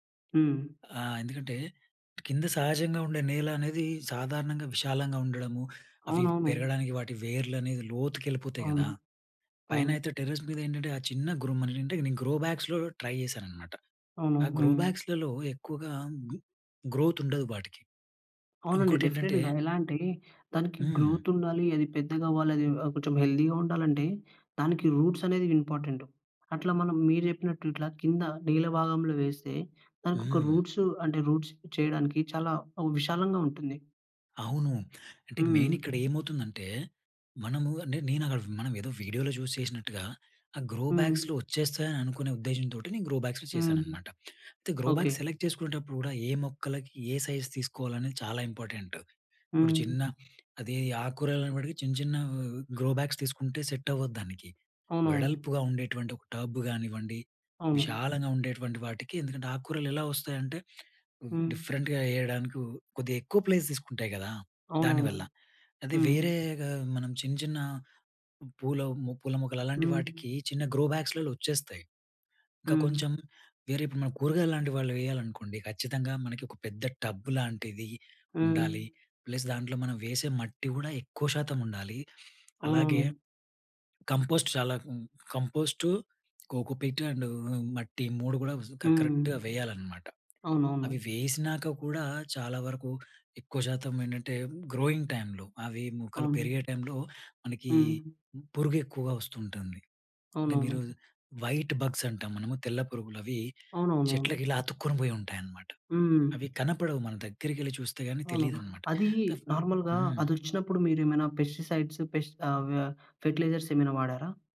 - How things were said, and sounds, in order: tapping; in English: "టెర్రస్"; in English: "గ్రూమ్"; in English: "గ్రో బ్యాక్స్‌లో ట్రై"; in English: "గ్రో"; in English: "గు గ్రోత్"; in English: "డెఫినిట్‌గా"; in English: "గ్రోత్"; in English: "హెల్తీగా"; in English: "రూట్స్"; in English: "రూట్స్"; in English: "మెయిన్"; in English: "వీడియోలో"; in English: "గ్రో బ్యాగ్స్‌లో"; in English: "గ్రో బ్యాగ్స్‌లో"; in English: "గ్రో బ్యాగ్స్ సెలెక్ట్"; in English: "సైజ్"; in English: "గ్రో బ్యాగ్స్"; in English: "సెట్"; in English: "టబ్"; in English: "డిఫరెంట్‌గా"; in English: "ప్లేస్"; in English: "గ్రో"; in English: "టబ్"; in English: "ప్లస్"; in English: "కంపోస్ట్"; in English: "కంపోస్టు, కోకోపీట్ అండ్"; other noise; in English: "గ్రోయింగ్ టైంలో"; in English: "టైంలో"; in English: "వైట్ బగ్స్"; in English: "నార్మల్‌గా"; in English: "పెస్టిసిడ్స్"; in English: "ఫెర్టిలైజర్స్"
- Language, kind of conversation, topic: Telugu, podcast, ఇంటి చిన్న తోటను నిర్వహించడం సులభంగా ఎలా చేయాలి?